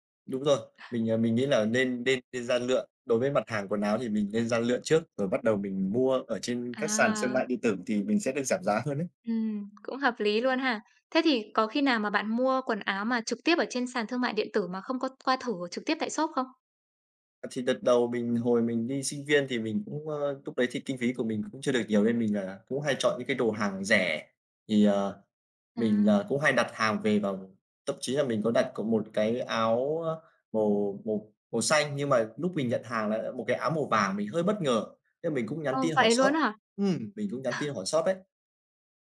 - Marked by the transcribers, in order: tapping; other background noise; chuckle
- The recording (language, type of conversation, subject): Vietnamese, podcast, Bạn có thể kể về lần mua sắm trực tuyến khiến bạn ấn tượng nhất không?